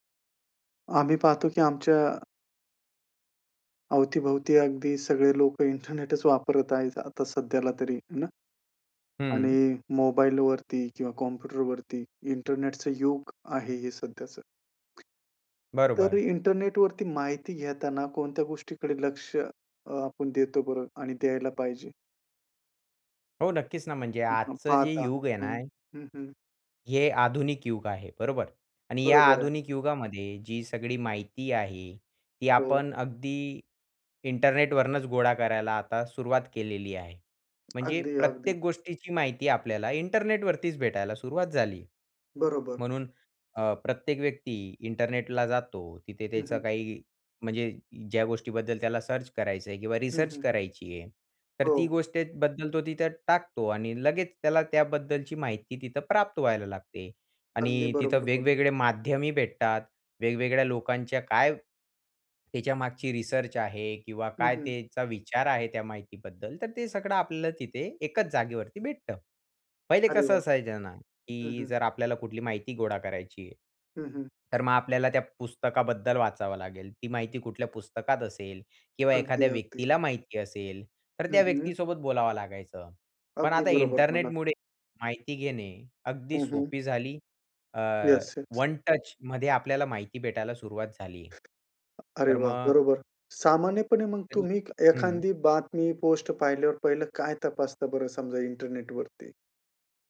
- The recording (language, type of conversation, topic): Marathi, podcast, इंटरनेटवर माहिती शोधताना तुम्ही कोणत्या गोष्टी तपासता?
- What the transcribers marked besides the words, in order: other background noise; in English: "सर्च"; in English: "रिसर्च"; in English: "रिसर्च"; in English: "वन टचमध्ये"